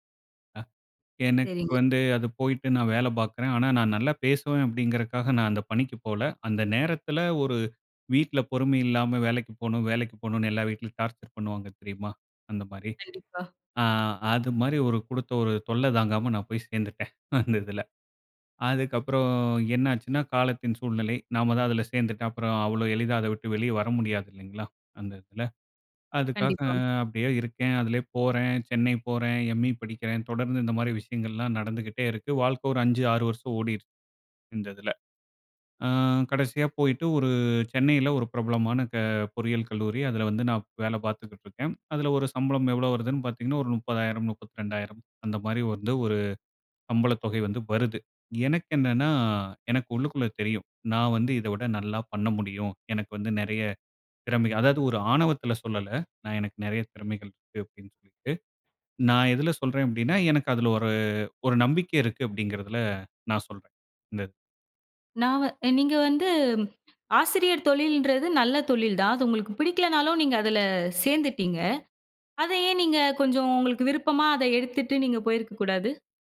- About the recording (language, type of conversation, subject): Tamil, podcast, ஒரு வேலை அல்லது படிப்பு தொடர்பான ஒரு முடிவு உங்கள் வாழ்க்கையை எவ்வாறு மாற்றியது?
- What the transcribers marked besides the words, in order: other background noise; chuckle; in English: "எம்.இ"